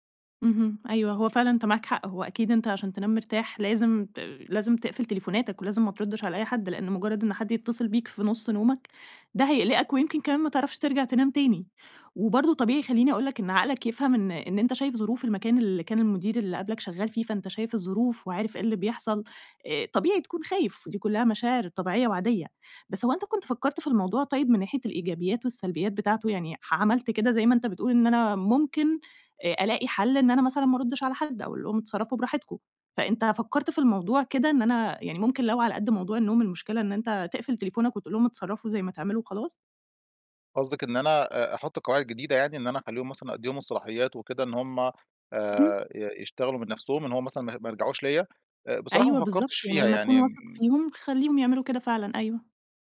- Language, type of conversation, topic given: Arabic, advice, إزاي أقرر أقبل ترقية بمسؤوليات زيادة وأنا متردد؟
- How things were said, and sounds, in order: none